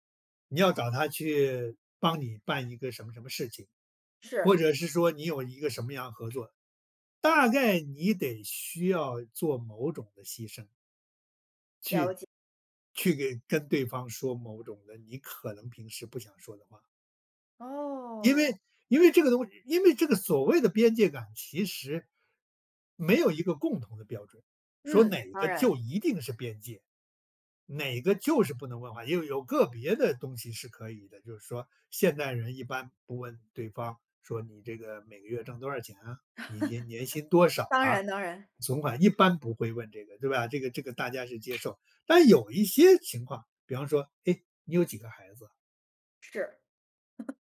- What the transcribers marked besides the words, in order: other background noise; laugh; laughing while speaking: "当然 当然"; laugh
- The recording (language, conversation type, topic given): Chinese, podcast, 你如何在对话中创造信任感？